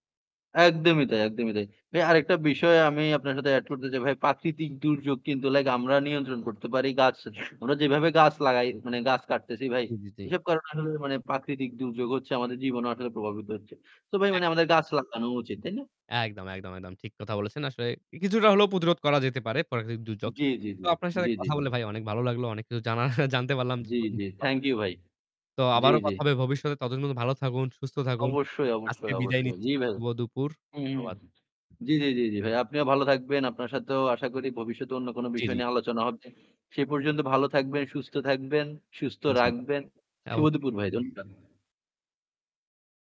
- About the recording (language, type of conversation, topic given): Bengali, unstructured, প্রাকৃতিক দুর্যোগ আমাদের জীবনকে কীভাবে প্রভাবিত করে?
- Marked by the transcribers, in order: static; distorted speech; "প্রাকৃতিক" said as "পাকৃতিক"; bird; other background noise; "প্রাকৃতিক" said as "প্রাকৃত"; laughing while speaking: "জানতে পারলাম"; in English: "থ্যাংক ইউ"